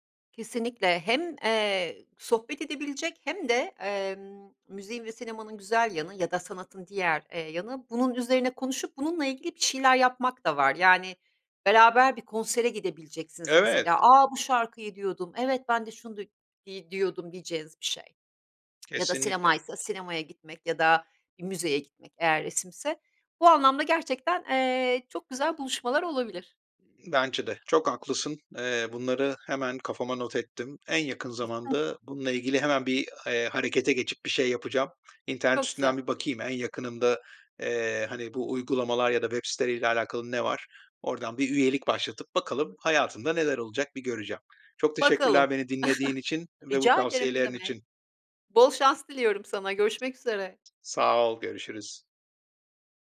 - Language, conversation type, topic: Turkish, advice, Eşim zor bir dönemden geçiyor; ona duygusal olarak nasıl destek olabilirim?
- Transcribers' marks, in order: tsk; chuckle; chuckle; other background noise